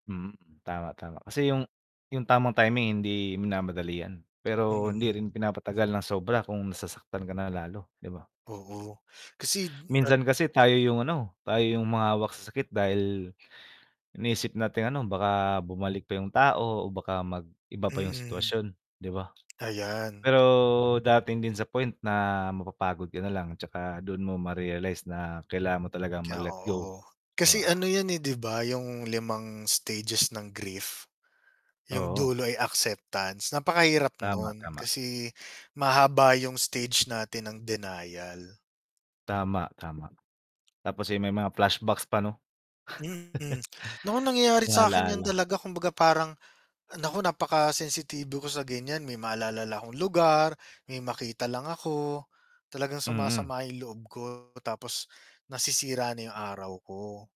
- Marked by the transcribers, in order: unintelligible speech; tapping; distorted speech; laugh
- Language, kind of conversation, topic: Filipino, unstructured, Ano ang masasabi mo sa mga taong nagsasabing, “Magpatuloy ka na lang”?